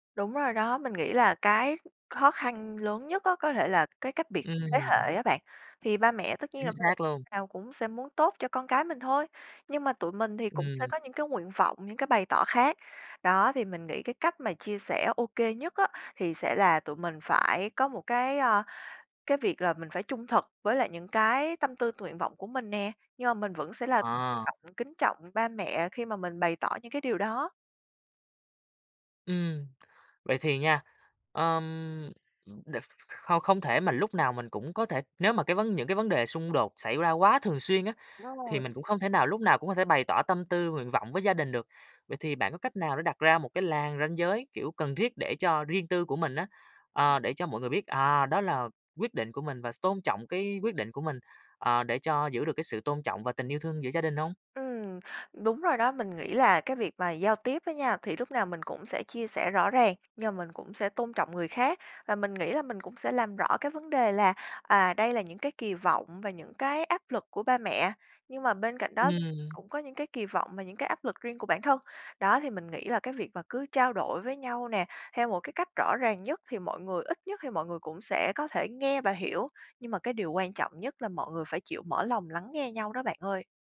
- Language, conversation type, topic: Vietnamese, podcast, Gia đình ảnh hưởng đến những quyết định quan trọng trong cuộc đời bạn như thế nào?
- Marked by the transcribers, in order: tapping; other background noise; unintelligible speech